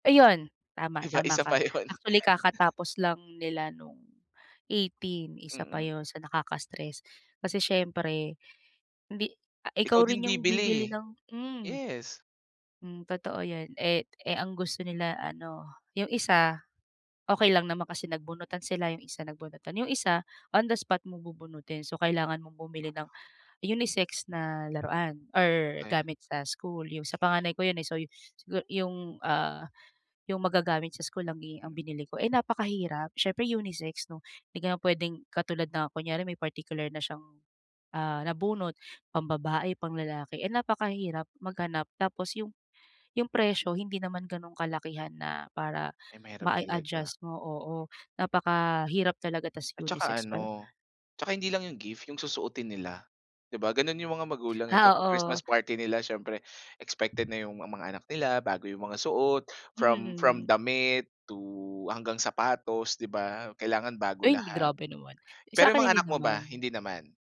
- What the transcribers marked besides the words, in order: laughing while speaking: "'Di ba, isa pa yun"; chuckle; dog barking; in English: "unisex"; other noise; in English: "unisex"; in English: "particular"; in English: "unisex"; other background noise
- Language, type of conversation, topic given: Filipino, advice, Bakit palagi akong napapagod at nai-stress tuwing mga holiday at pagtitipon?